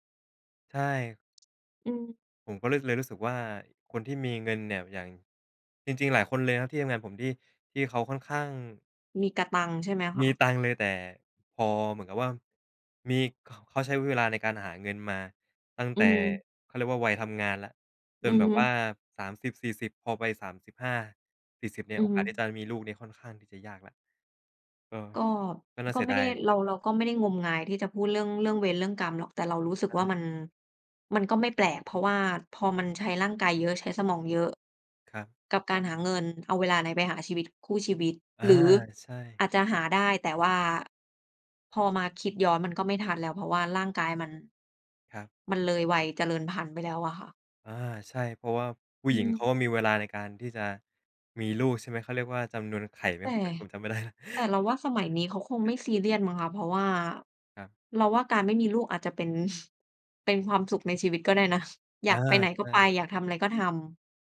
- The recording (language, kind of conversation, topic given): Thai, unstructured, เงินมีความสำคัญกับชีวิตคุณอย่างไรบ้าง?
- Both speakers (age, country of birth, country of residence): 25-29, Thailand, Thailand; 30-34, Thailand, Thailand
- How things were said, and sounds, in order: laughing while speaking: "ได้แล้ว"; tapping; chuckle